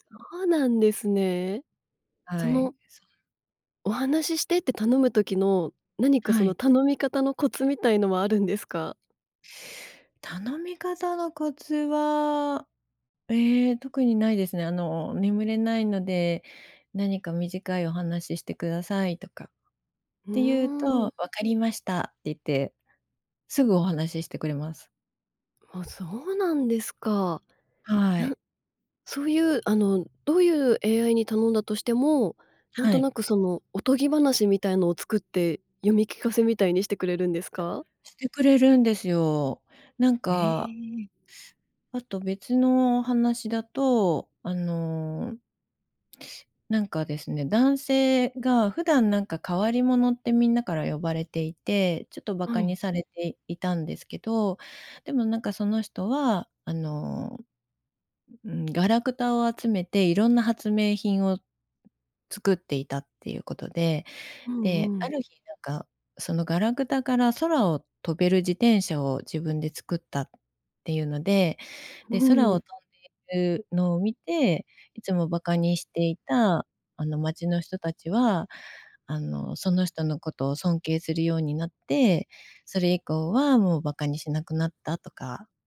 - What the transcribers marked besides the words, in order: other noise; teeth sucking
- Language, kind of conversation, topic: Japanese, podcast, 快適に眠るために普段どんなことをしていますか？